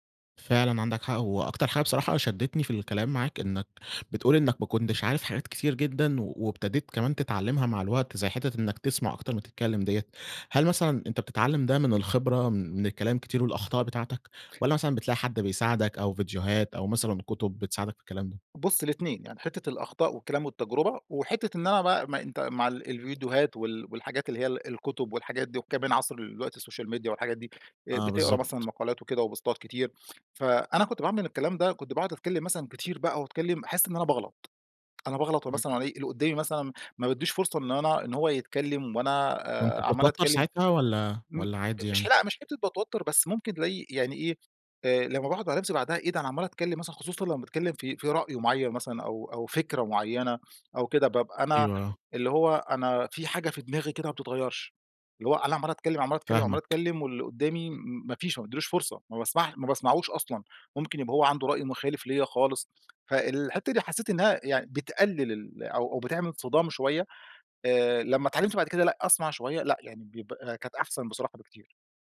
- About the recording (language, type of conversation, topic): Arabic, podcast, إيه الأسئلة اللي ممكن تسألها عشان تعمل تواصل حقيقي؟
- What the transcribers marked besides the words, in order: tapping; "دلوقتي" said as "الوقتي"; in English: "السوشيال ميديا"; in English: "وبوستات"; unintelligible speech; unintelligible speech